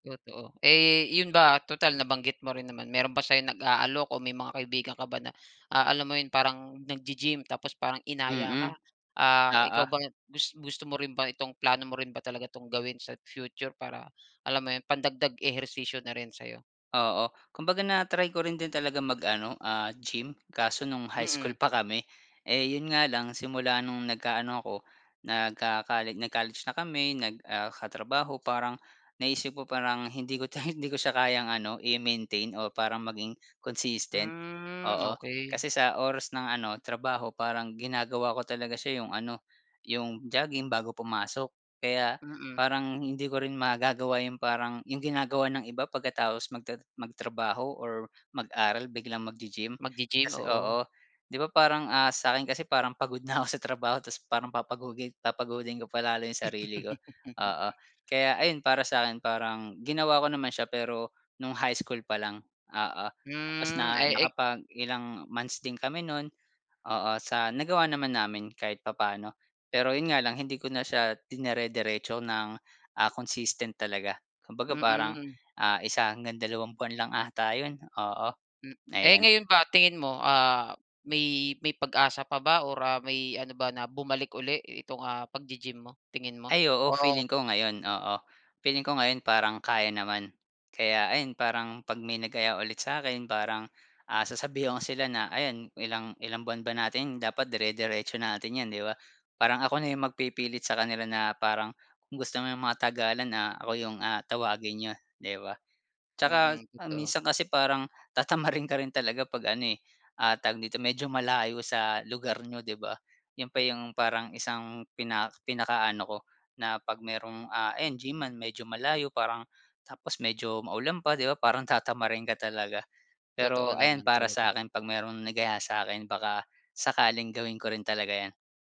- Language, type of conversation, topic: Filipino, podcast, Ano ang paborito mong paraan ng pag-eehersisyo araw-araw?
- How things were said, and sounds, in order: chuckle; chuckle; laugh; tapping; chuckle